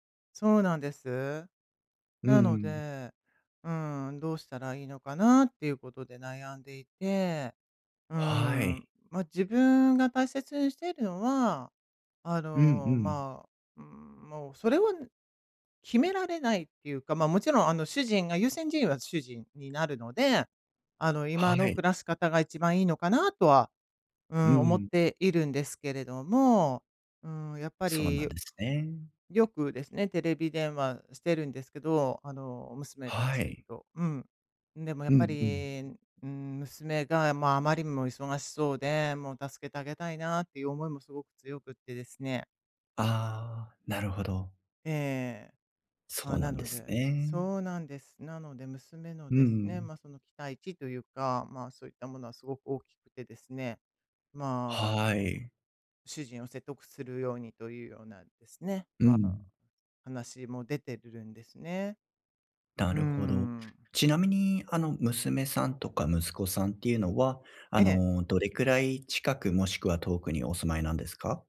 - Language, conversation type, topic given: Japanese, advice, 家族の期待とうまく折り合いをつけるにはどうすればいいですか？
- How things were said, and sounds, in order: none